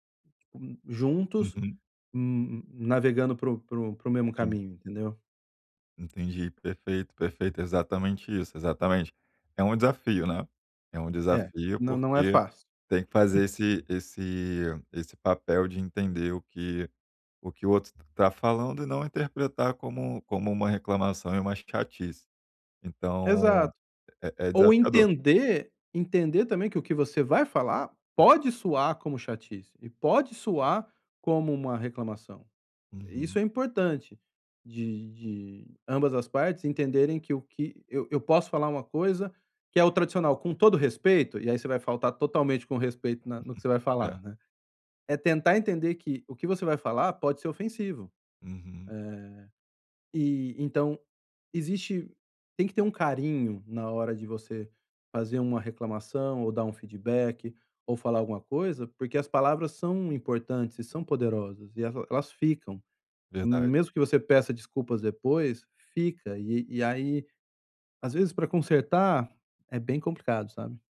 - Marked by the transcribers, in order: chuckle; chuckle
- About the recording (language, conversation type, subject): Portuguese, advice, Como posso dar feedback sem magoar alguém e manter a relação?